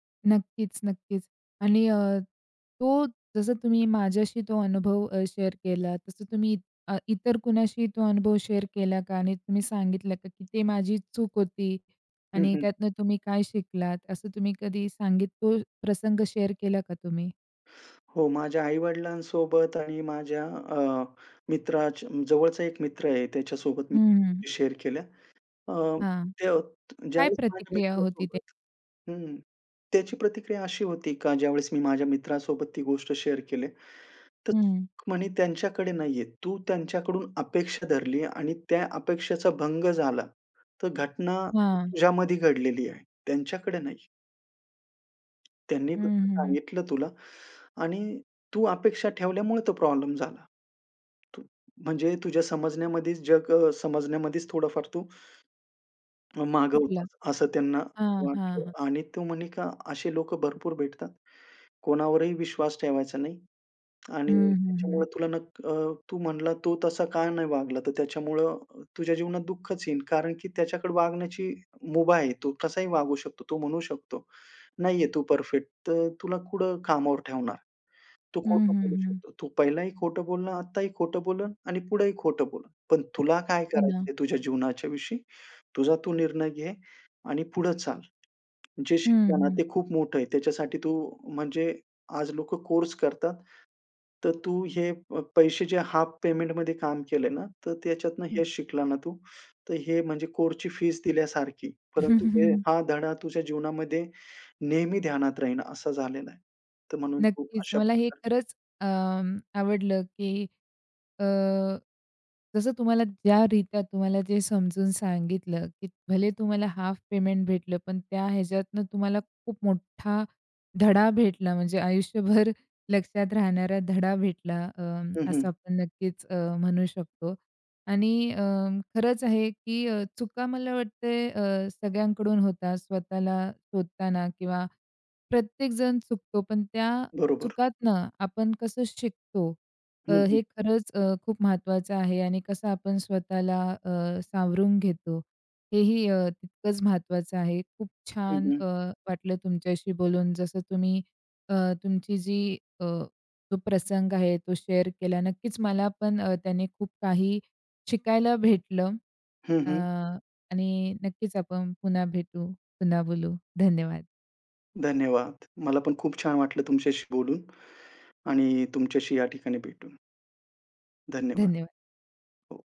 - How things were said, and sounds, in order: in English: "शेअर"; in English: "शेअर"; in English: "शेअर"; other background noise; in English: "शेअर"; unintelligible speech; in English: "शेअर"; tapping; swallow; chuckle; in English: "शेअर"
- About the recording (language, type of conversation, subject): Marathi, podcast, स्वतःला पुन्हा शोधताना आपण कोणत्या चुका केल्या आणि त्यातून काय शिकलो?